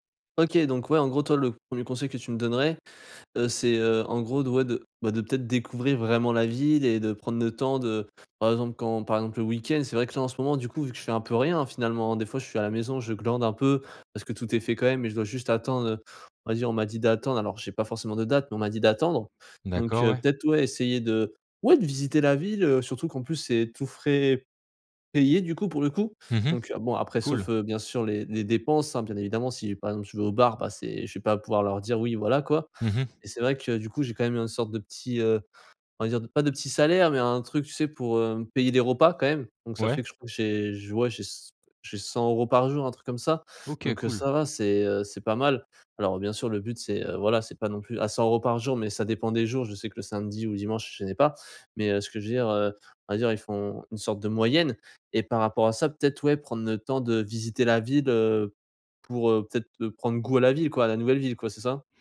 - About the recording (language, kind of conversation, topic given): French, advice, Comment s’adapter à un déménagement dans une nouvelle ville loin de sa famille ?
- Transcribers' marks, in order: other background noise; stressed: "moyenne"